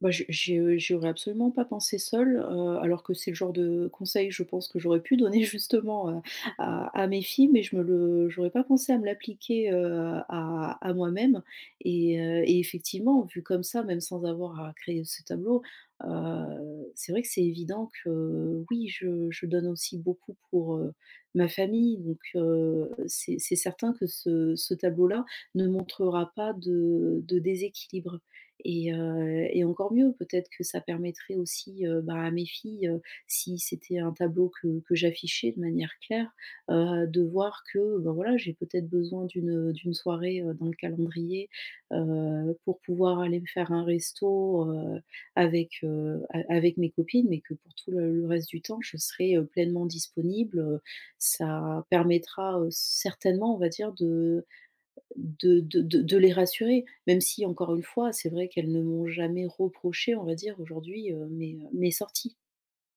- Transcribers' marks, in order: chuckle; other background noise
- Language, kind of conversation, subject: French, advice, Pourquoi est-ce que je me sens coupable quand je prends du temps pour moi ?